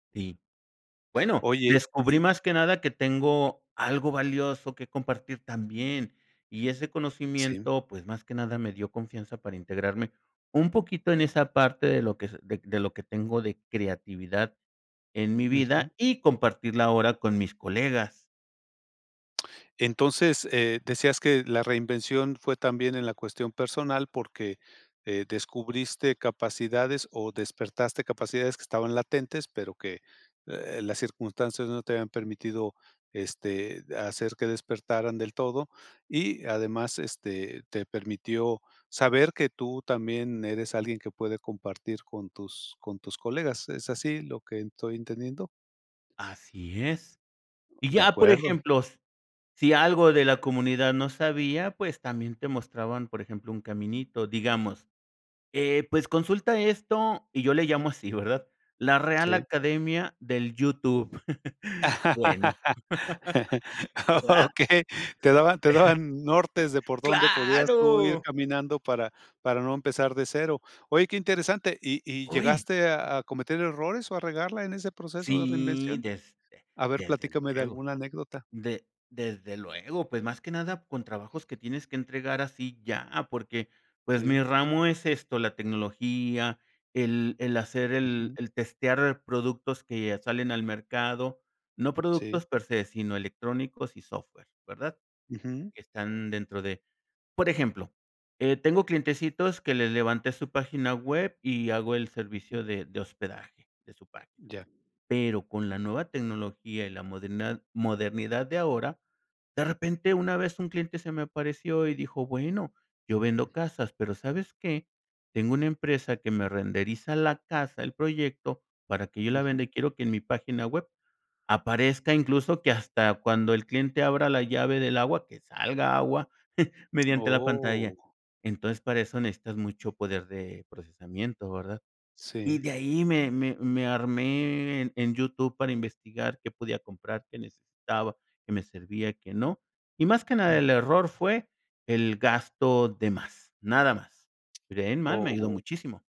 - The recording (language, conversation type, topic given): Spanish, podcast, ¿Qué papel juegan las redes sociales en tu reinvención?
- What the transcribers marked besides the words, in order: tapping; other background noise; laugh; laughing while speaking: "Okey. Te daban"; chuckle; chuckle